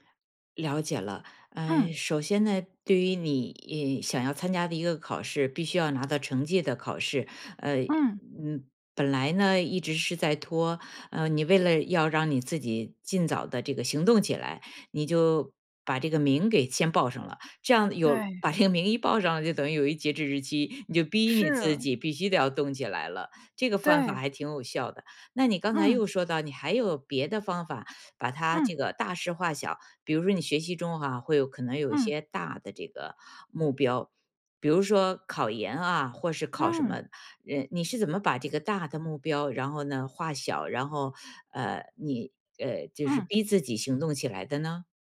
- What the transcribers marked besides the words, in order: laughing while speaking: "这个名"
- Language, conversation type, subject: Chinese, podcast, 学习时如何克服拖延症？